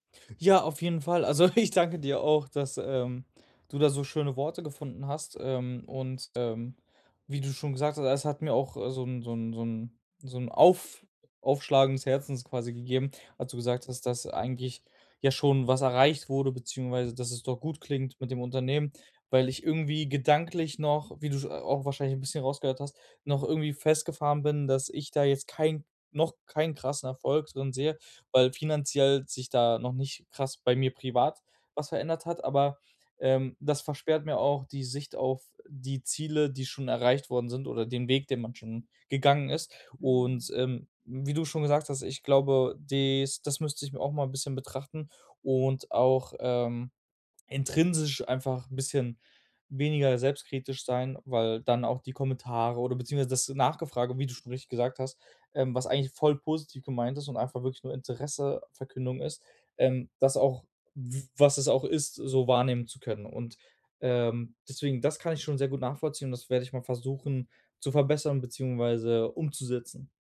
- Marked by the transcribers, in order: laughing while speaking: "ich"
- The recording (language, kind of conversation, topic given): German, advice, Wie kann ich mit Rückschlägen umgehen und meinen Ruf schützen?